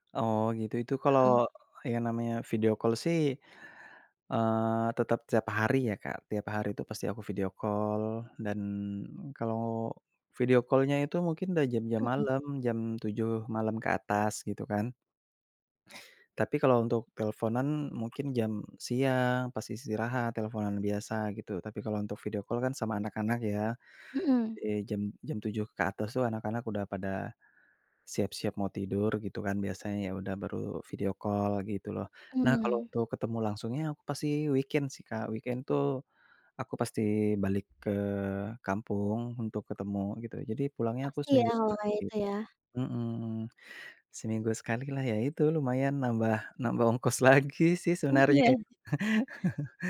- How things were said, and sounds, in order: in English: "call"; in English: "call"; in English: "call-nya"; in English: "call"; in English: "call"; in English: "weekend"; in English: "Weekend"; laugh
- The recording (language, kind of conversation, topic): Indonesian, podcast, Gimana cara kamu menimbang antara hati dan logika?